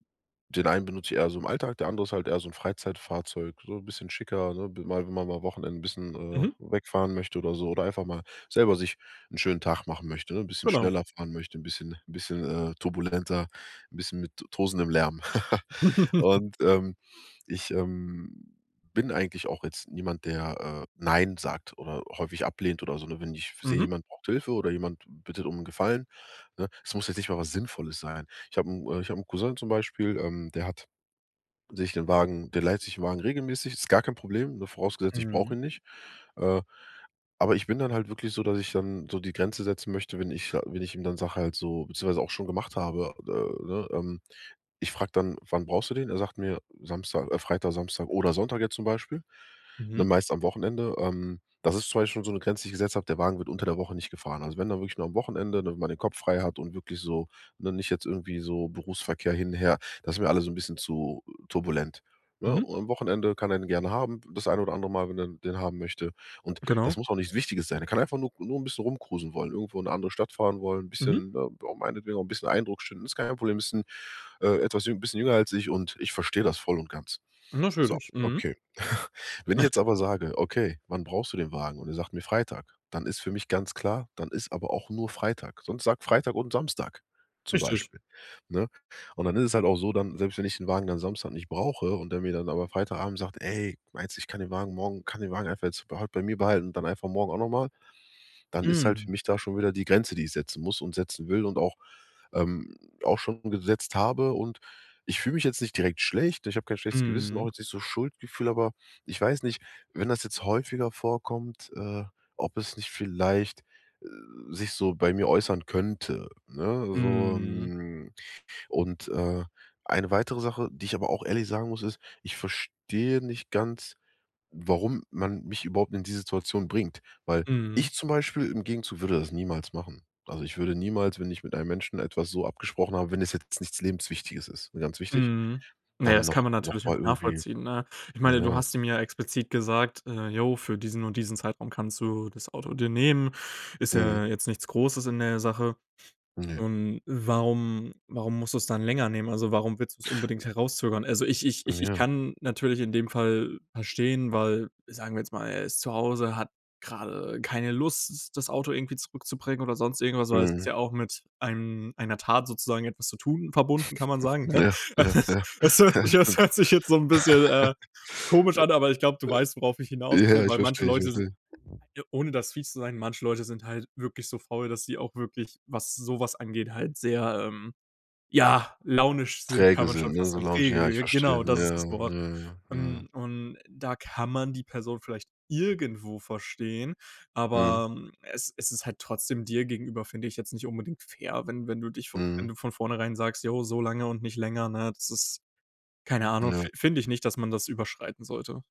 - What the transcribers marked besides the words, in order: laugh; other noise; laugh; laugh; other background noise; stressed: "ich"; chuckle; laughing while speaking: "Ja, ja, ja. Ja, das stimmt"; laugh; laughing while speaking: "Das hört sich das hört … äh, komisch an"; chuckle; laugh; stressed: "irgendwo"
- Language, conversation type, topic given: German, advice, Wie kann ich bei Freunden Grenzen setzen, ohne mich schuldig zu fühlen?
- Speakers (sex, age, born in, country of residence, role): male, 20-24, Germany, Germany, advisor; male, 30-34, Germany, Germany, user